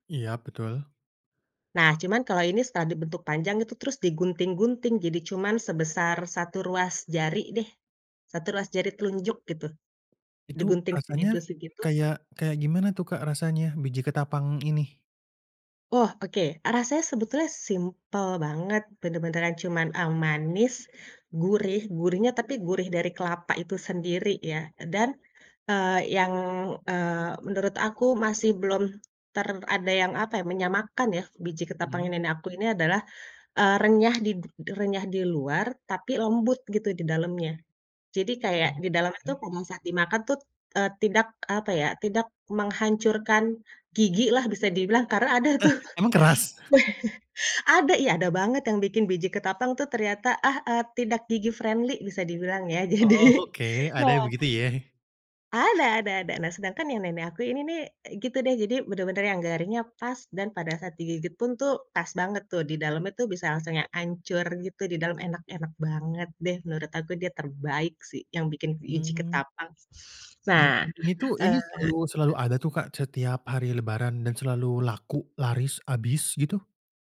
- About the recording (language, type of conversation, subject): Indonesian, podcast, Ceritakan pengalaman memasak bersama nenek atau kakek dan apakah ada ritual yang berkesan?
- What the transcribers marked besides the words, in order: tapping; laughing while speaking: "tuh"; chuckle; in English: "friendly"; laughing while speaking: "jadi"; other background noise